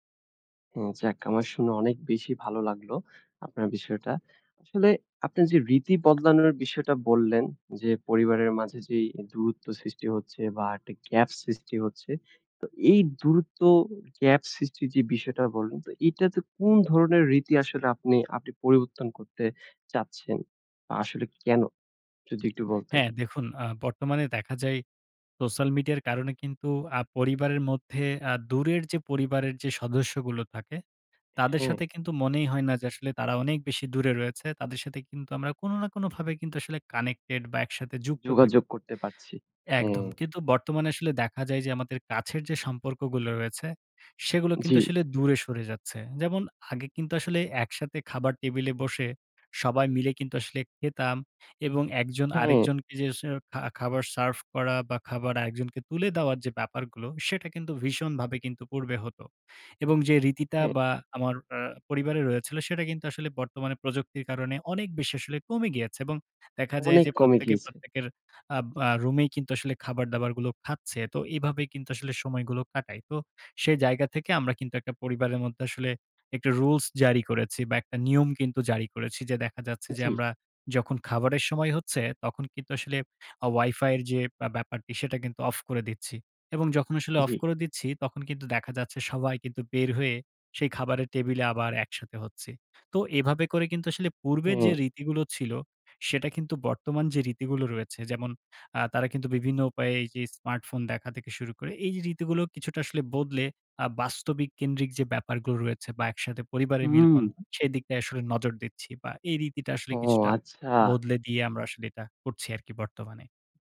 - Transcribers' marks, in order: other background noise; in English: "কানেক্টেড"
- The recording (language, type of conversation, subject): Bengali, podcast, আপনি কি আপনার পরিবারের কোনো রীতি বদলেছেন, এবং কেন তা বদলালেন?